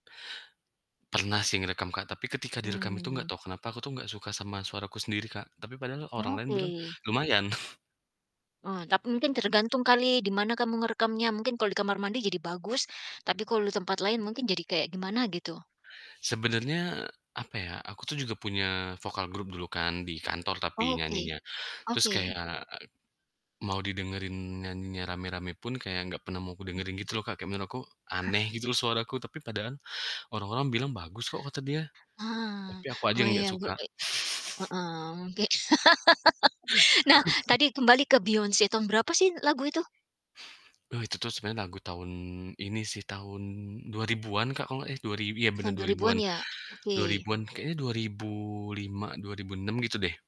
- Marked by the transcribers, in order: static; chuckle; chuckle; "padahal" said as "padaan"; chuckle; laugh; chuckle
- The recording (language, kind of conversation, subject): Indonesian, podcast, Lagu apa yang selalu kamu nyanyikan saat karaoke?
- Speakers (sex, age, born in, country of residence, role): female, 45-49, Indonesia, United States, host; male, 30-34, Indonesia, Indonesia, guest